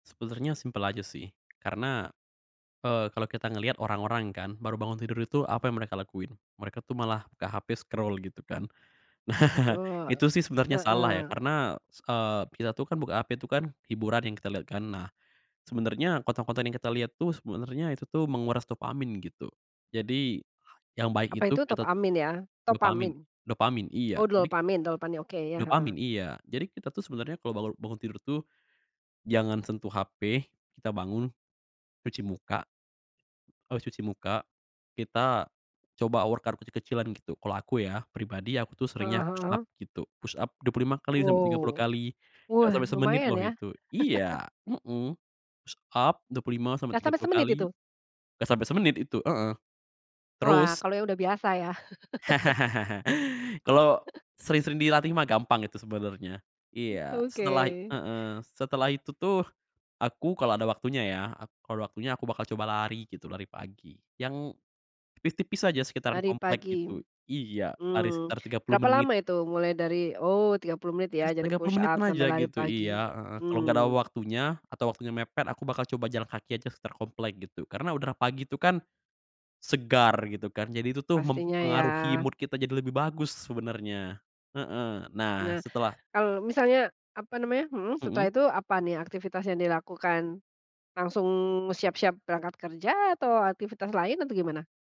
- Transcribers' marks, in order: in English: "scroll"; laughing while speaking: "Nah"; "dopamin-" said as "dolpamin"; "dopamin" said as "dolpani"; other background noise; in English: "workout"; in English: "push up"; in English: "push up"; chuckle; in English: "push up"; laugh; chuckle; tapping; in English: "push up"; in English: "mood"
- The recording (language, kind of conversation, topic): Indonesian, podcast, Bagaimana rutinitas pagimu untuk menjaga kebugaran dan suasana hati sepanjang hari?